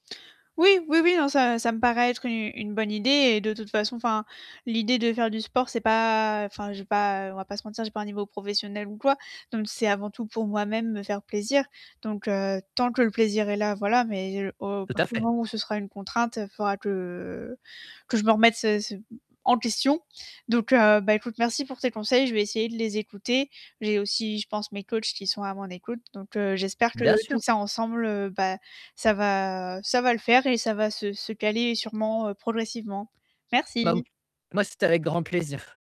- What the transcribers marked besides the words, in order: static; tapping; distorted speech
- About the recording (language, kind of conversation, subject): French, advice, Comment puis-je mieux équilibrer le travail, le repos et mes activités personnelles au quotidien ?